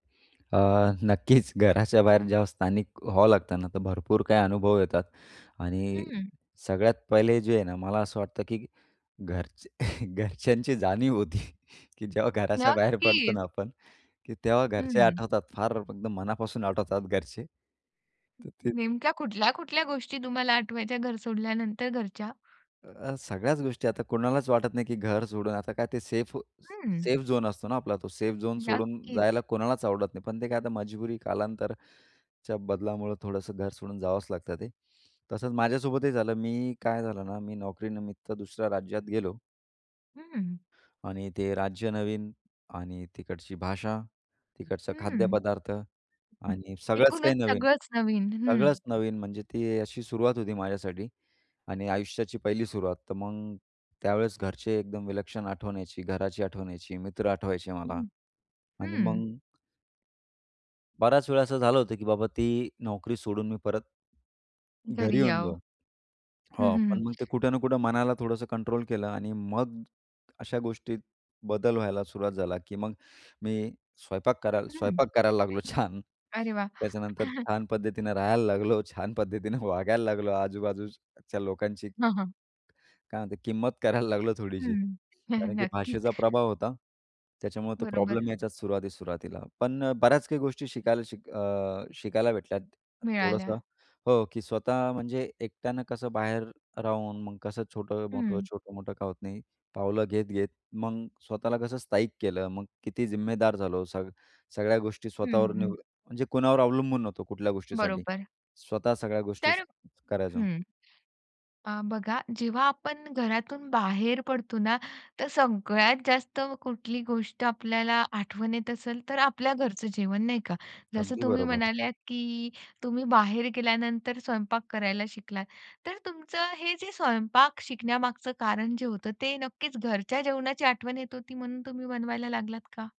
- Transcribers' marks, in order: chuckle; stressed: "नक्कीच"; chuckle; other background noise; in English: "झोन"; in English: "झोन"; tapping; chuckle; chuckle
- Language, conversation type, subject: Marathi, podcast, घरापासून दूर स्थायिक झाल्यानंतर तुमच्या आयुष्यात कोणते बदल झाले?